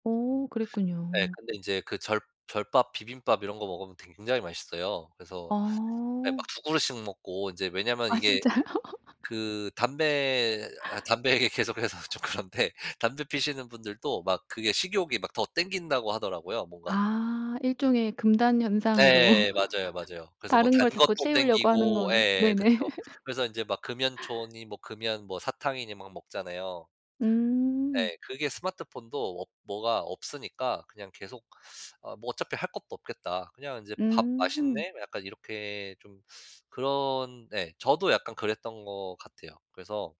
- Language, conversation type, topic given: Korean, podcast, 스마트폰이 하루 동안 없어지면 어떻게 시간을 보내실 것 같나요?
- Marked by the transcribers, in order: other background noise; laughing while speaking: "진짜요?"; laugh; laughing while speaking: "얘기 계속해서 좀 그런데"; laugh; laugh